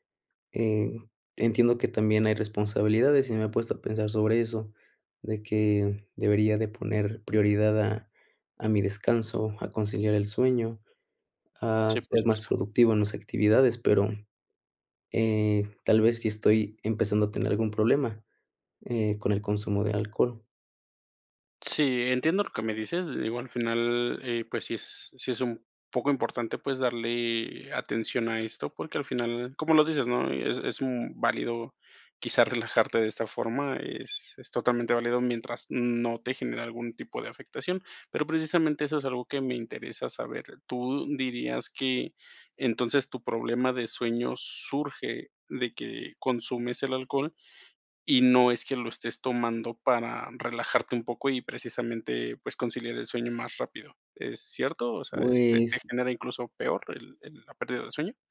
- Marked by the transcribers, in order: none
- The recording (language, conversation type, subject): Spanish, advice, ¿Cómo afecta tu consumo de café o alcohol a tu sueño?